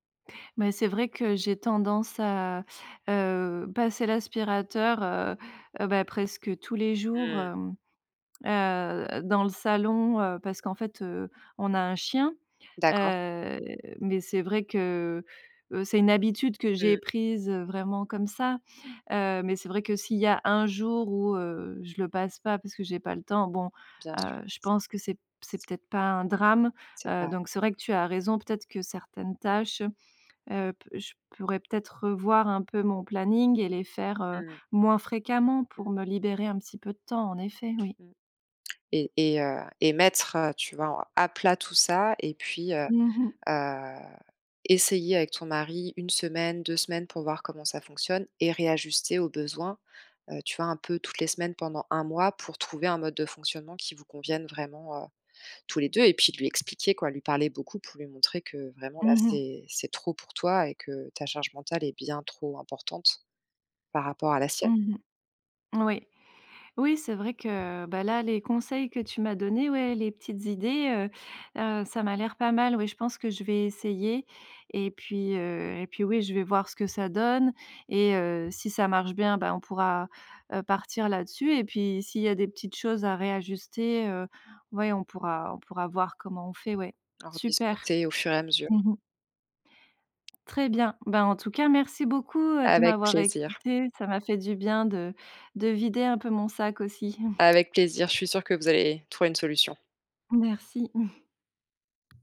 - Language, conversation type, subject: French, advice, Comment gérer les conflits liés au partage des tâches ménagères ?
- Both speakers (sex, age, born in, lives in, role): female, 35-39, France, France, advisor; female, 35-39, France, France, user
- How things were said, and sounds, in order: tapping; chuckle; chuckle